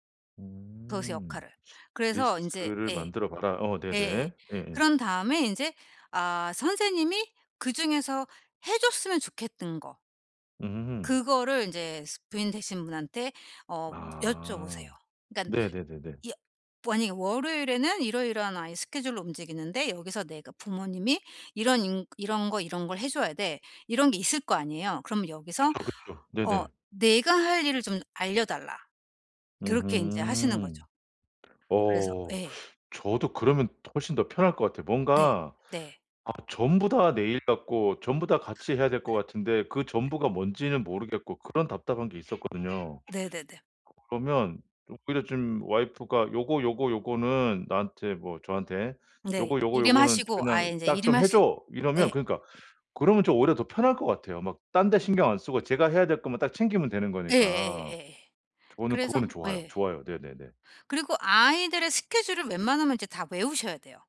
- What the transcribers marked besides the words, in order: other background noise; tapping
- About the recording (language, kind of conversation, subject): Korean, advice, 새로운 부모 역할에 어떻게 잘 적응할 수 있을까요?